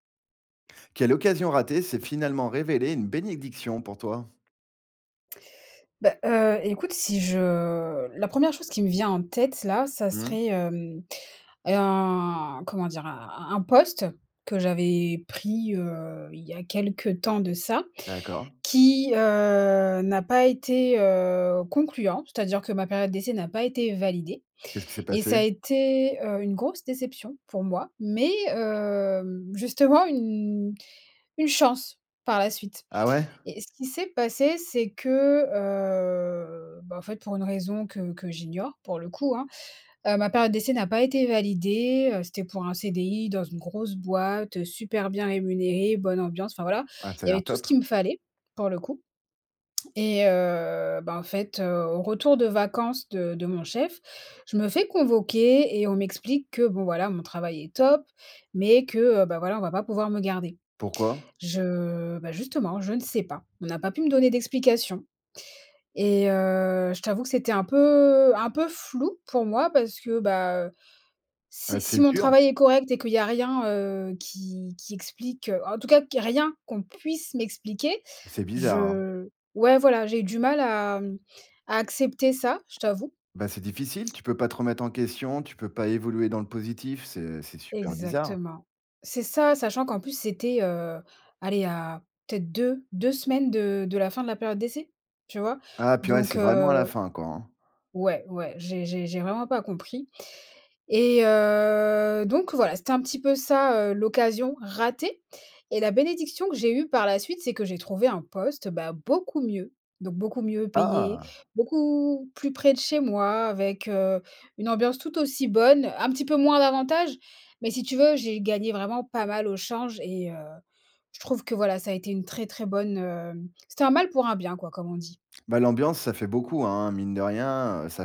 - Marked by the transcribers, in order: other background noise; drawn out: "je"; drawn out: "heu"; drawn out: "heu"; drawn out: "heu"; drawn out: "heu"; stressed: "ratée"; surprised: "Ah !"
- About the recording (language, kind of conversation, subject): French, podcast, Quelle opportunité manquée s’est finalement révélée être une bénédiction ?